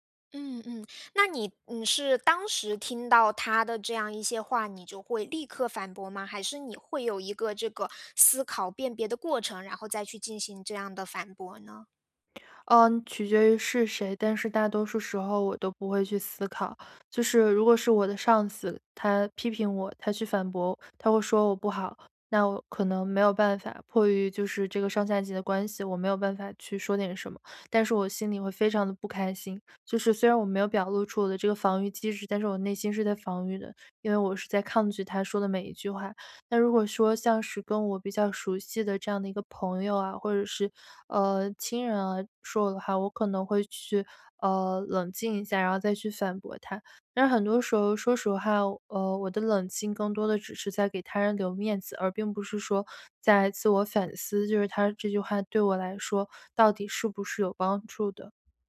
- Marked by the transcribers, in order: none
- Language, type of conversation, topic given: Chinese, advice, 如何才能在听到反馈时不立刻产生防御反应？